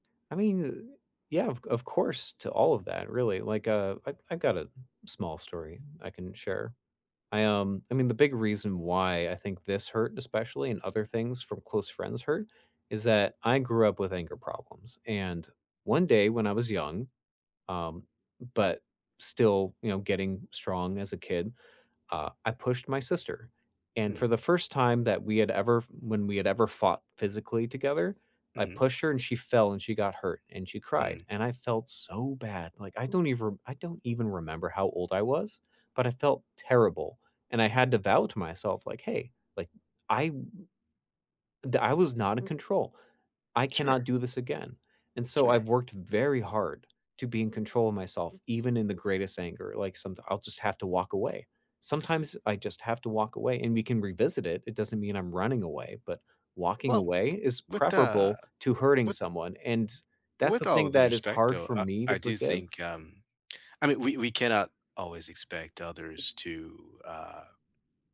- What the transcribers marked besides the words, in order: other background noise
- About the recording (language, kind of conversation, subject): English, unstructured, What is the hardest part about forgiving someone?